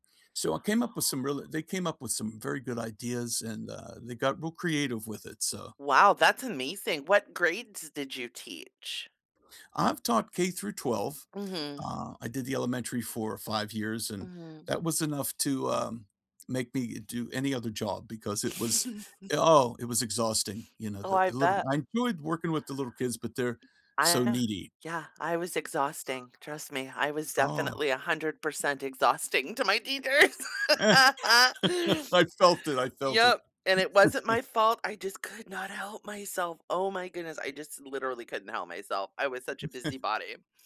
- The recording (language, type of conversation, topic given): English, unstructured, What did school lunches and recess teach you about life and friendship?
- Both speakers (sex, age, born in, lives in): female, 50-54, United States, United States; male, 50-54, United States, United States
- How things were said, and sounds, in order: tapping; laugh; other background noise; laughing while speaking: "to my teachers"; laugh; chuckle; laughing while speaking: "I felt it, I felt it"; chuckle